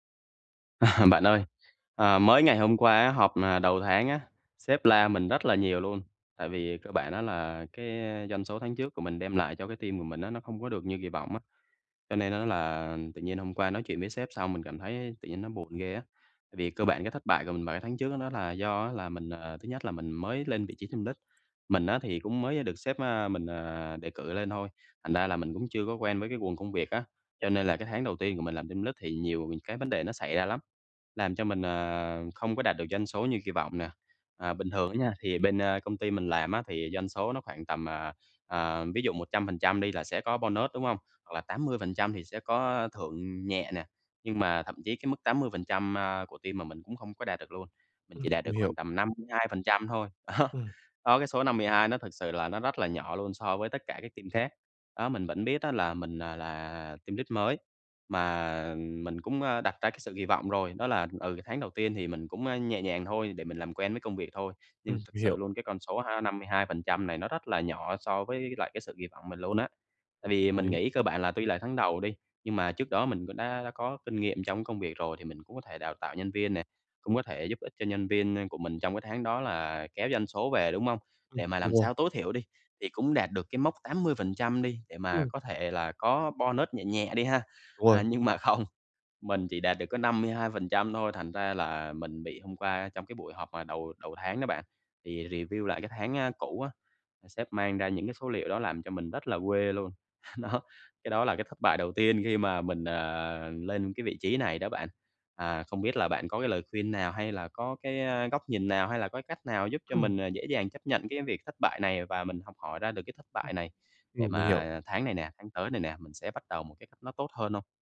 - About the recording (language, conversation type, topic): Vietnamese, advice, Làm sao để chấp nhận thất bại và học hỏi từ nó?
- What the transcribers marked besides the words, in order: laughing while speaking: "À"; other background noise; in English: "team"; tapping; in English: "team lead"; in English: "team lead"; in English: "bonus"; in English: "team"; in English: "team"; in English: "team lead"; in English: "bonus"; laughing while speaking: "À, nhưng mà không"; in English: "review"; laughing while speaking: "Đó"